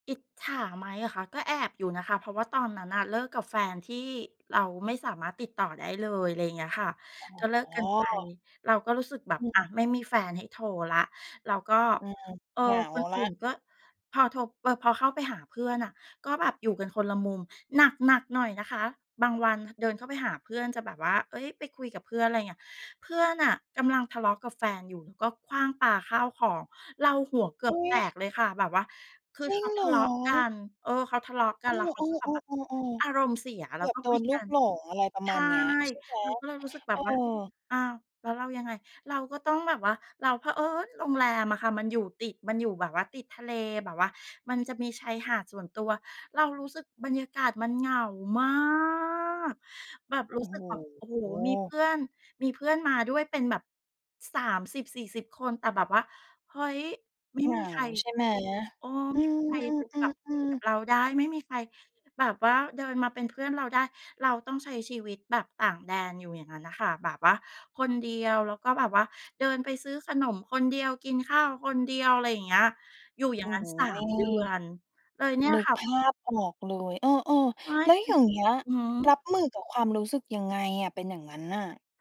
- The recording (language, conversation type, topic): Thai, podcast, คุณเคยรู้สึกโดดเดี่ยวทั้งที่มีคนอยู่รอบตัวไหม และอยากเล่าให้ฟังไหม?
- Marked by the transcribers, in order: stressed: "เผอิญ"; drawn out: "มาก"; tapping; other background noise